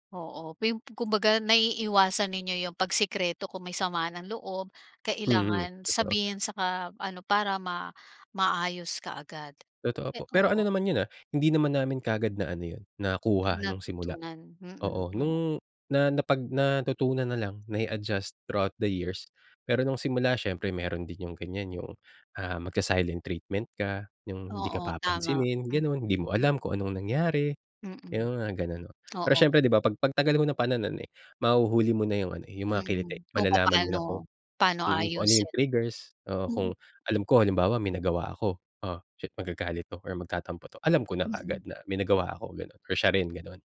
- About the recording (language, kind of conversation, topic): Filipino, podcast, Paano mo pinipili ang taong makakasama mo habang buhay?
- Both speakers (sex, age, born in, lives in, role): female, 55-59, Philippines, Philippines, host; male, 35-39, Philippines, Philippines, guest
- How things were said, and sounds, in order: tapping; other background noise